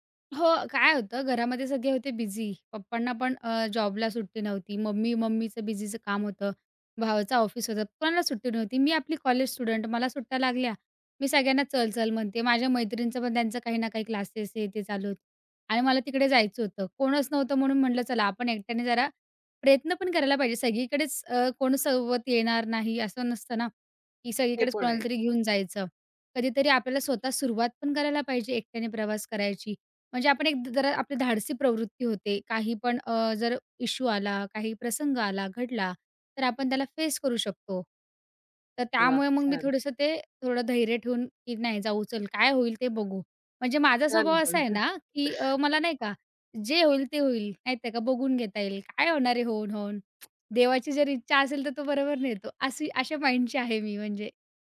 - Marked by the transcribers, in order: in English: "बिझी"; in English: "बिझीचं"; in English: "स्टुडंट"; in English: "क्लासेस"; in English: "इश्यु"; in English: "फेस"; tapping; chuckle; lip smack; horn; in English: "माईंडची"
- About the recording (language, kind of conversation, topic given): Marathi, podcast, एकट्याने प्रवास करताना तुम्हाला स्वतःबद्दल काय नवीन कळले?